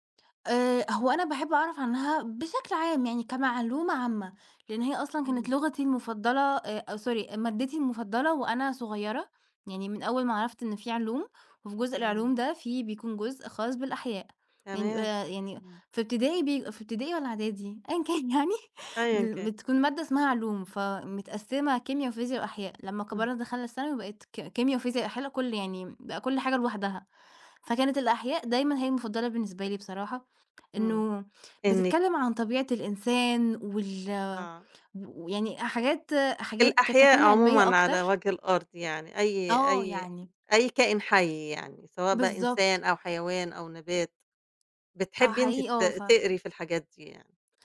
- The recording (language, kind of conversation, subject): Arabic, podcast, إيه اللي بيحفزك تفضل تتعلم دايمًا؟
- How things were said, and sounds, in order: laughing while speaking: "أيًا كان يعني"